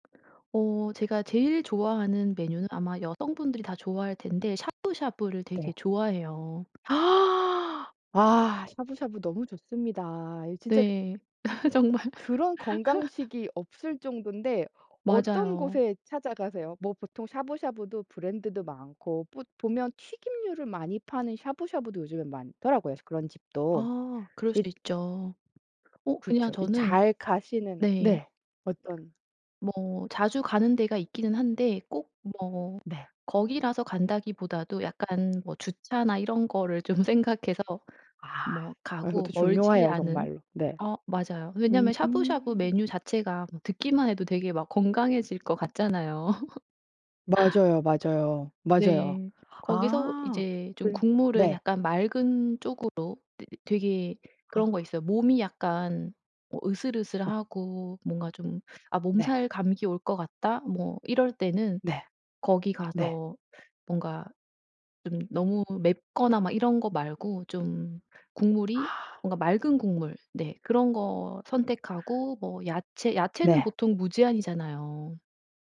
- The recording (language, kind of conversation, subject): Korean, podcast, 외식할 때 건강하게 메뉴를 고르는 방법은 무엇인가요?
- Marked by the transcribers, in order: tapping; gasp; laugh; laughing while speaking: "좀 생각해서"; laugh; other background noise